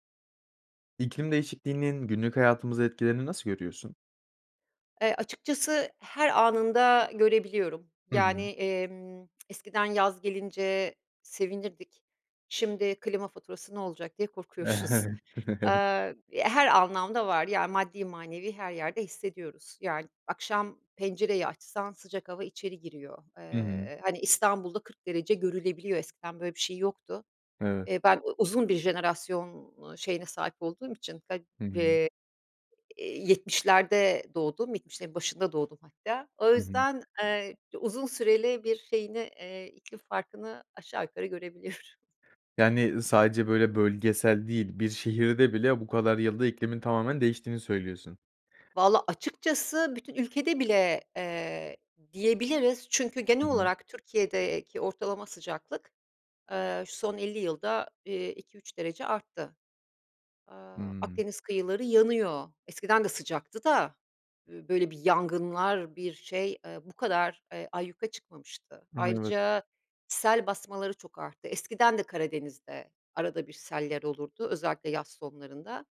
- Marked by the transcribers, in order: lip smack; laughing while speaking: "korkuyoruz"; chuckle; laughing while speaking: "görebiliyorum"
- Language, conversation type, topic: Turkish, podcast, İklim değişikliğinin günlük hayatımıza etkilerini nasıl görüyorsun?